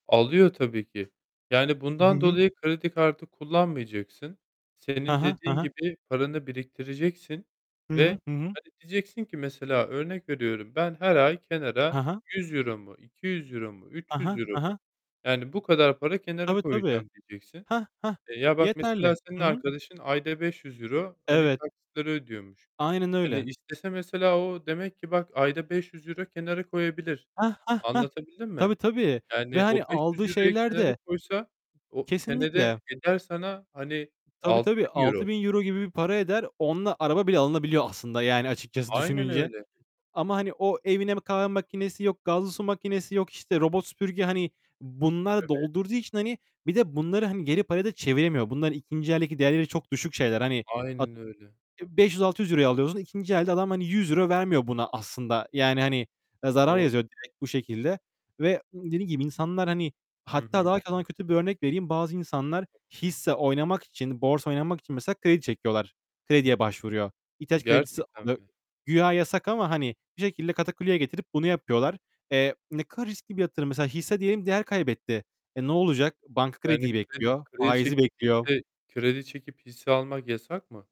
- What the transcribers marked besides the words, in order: other background noise; distorted speech; tapping; static; unintelligible speech
- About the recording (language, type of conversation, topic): Turkish, unstructured, Neden çoğu insan borç batağına sürükleniyor?